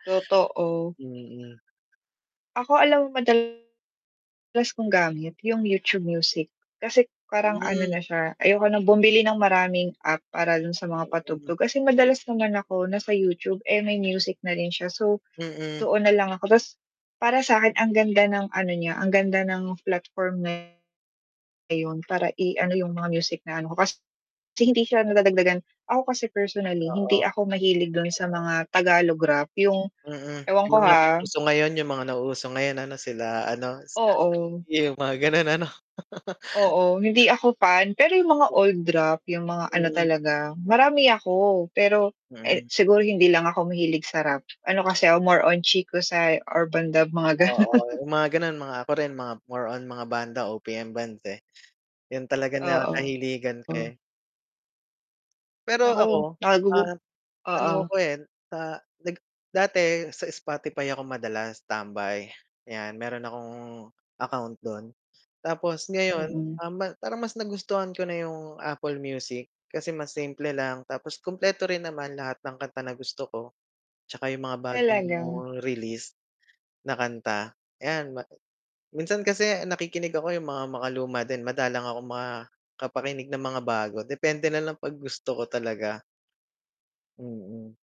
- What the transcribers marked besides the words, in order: static; mechanical hum; distorted speech; tapping; other background noise; chuckle; laughing while speaking: "ganon"; unintelligible speech
- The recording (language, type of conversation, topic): Filipino, unstructured, Paano mo ibinabahagi ang paborito mong musika sa mga kaibigan mo?
- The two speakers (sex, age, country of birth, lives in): female, 25-29, Philippines, Philippines; male, 35-39, Philippines, Philippines